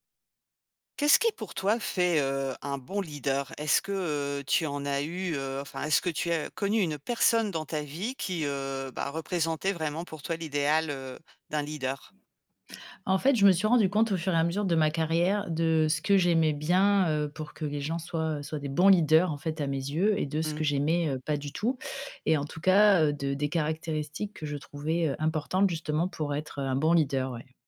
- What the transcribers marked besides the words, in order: none
- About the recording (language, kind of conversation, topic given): French, podcast, Qu’est-ce qui, pour toi, fait un bon leader ?